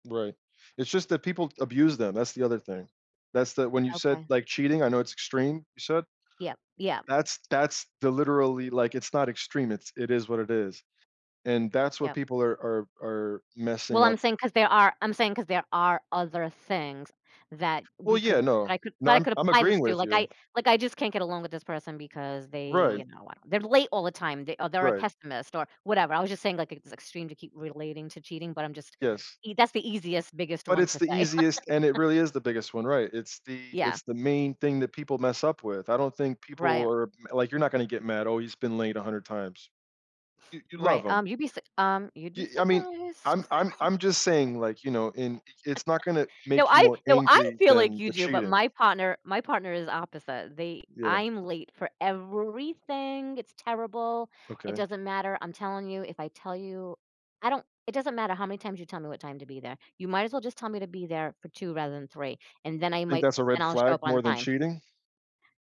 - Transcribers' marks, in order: laugh; singing: "surprised"; laugh; chuckle; singing: "everything"
- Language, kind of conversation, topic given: English, unstructured, How do life experiences shape the way we view romantic relationships?
- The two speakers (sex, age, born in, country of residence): female, 50-54, United States, United States; male, 35-39, United States, United States